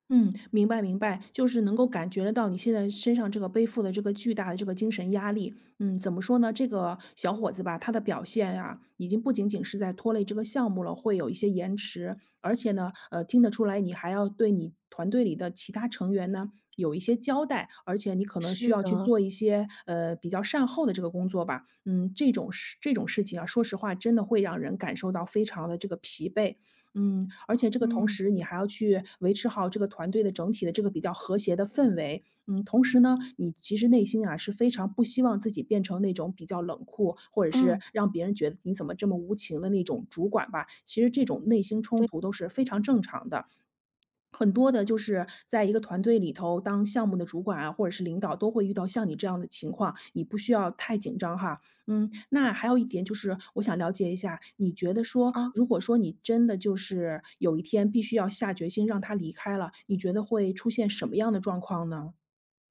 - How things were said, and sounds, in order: other noise
- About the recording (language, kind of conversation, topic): Chinese, advice, 员工表现不佳但我不愿解雇他/她，该怎么办？